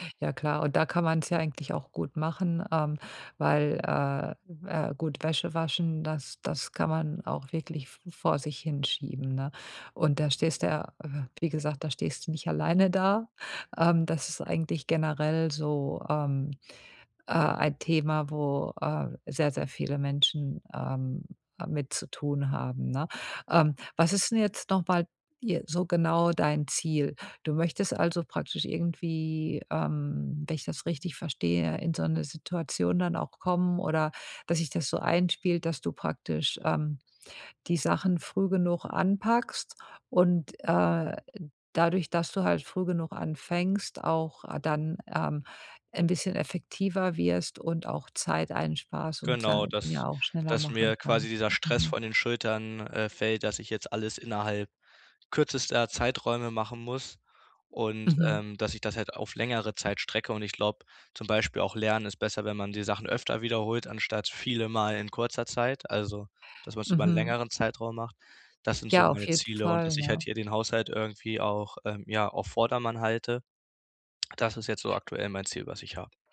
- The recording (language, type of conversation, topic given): German, advice, Wie erreiche ich meine Ziele effektiv, obwohl ich prokrastiniere?
- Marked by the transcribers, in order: other background noise